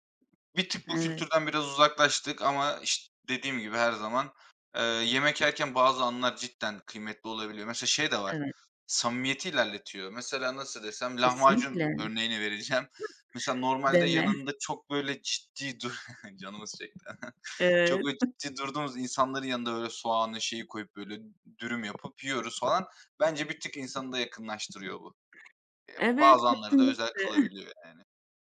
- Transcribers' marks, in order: chuckle; chuckle; tapping; giggle; chuckle; chuckle
- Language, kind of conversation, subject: Turkish, unstructured, Birlikte yemek yemek insanları nasıl yakınlaştırır?